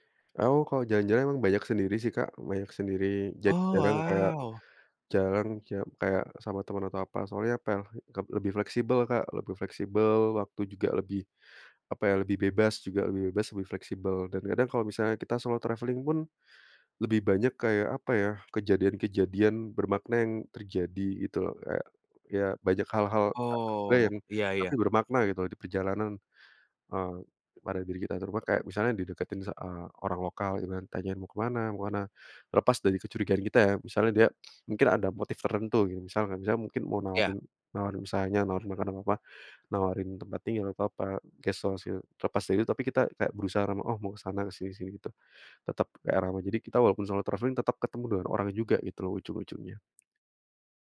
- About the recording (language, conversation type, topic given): Indonesian, podcast, Apa pengalaman paling sederhana tetapi bermakna yang pernah kamu alami saat bepergian?
- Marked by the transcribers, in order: in English: "traveling"; in English: "guest house"; in English: "traveling"; other background noise